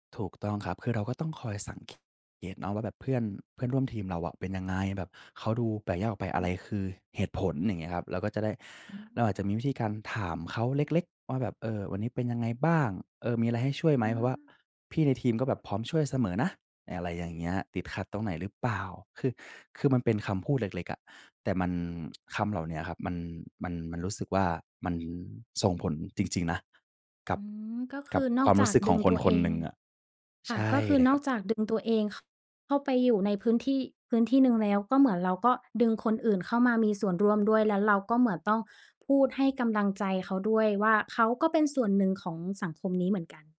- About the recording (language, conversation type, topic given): Thai, podcast, เราจะทำอะไรได้บ้างแบบง่ายๆ เพื่อให้คนรู้สึกเป็นส่วนหนึ่ง?
- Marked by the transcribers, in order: other background noise; tapping